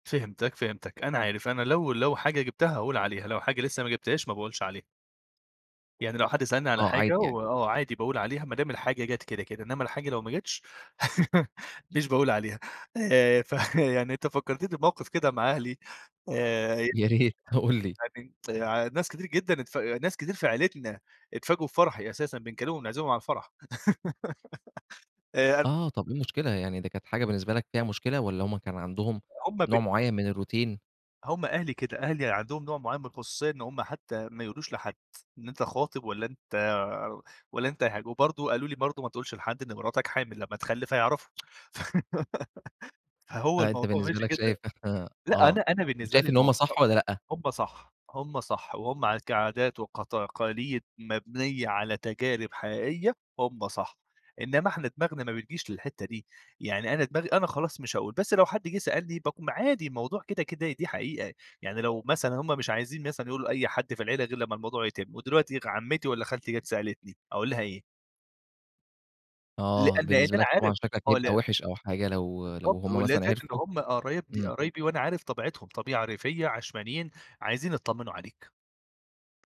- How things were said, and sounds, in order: laugh; laughing while speaking: "ف"; laughing while speaking: "يا ريت"; unintelligible speech; tapping; giggle; in English: "الروتين؟"; tsk; giggle; unintelligible speech; horn; unintelligible speech
- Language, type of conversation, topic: Arabic, podcast, إزاي تحطّ حدود من غير ما تجرح مشاعر حد؟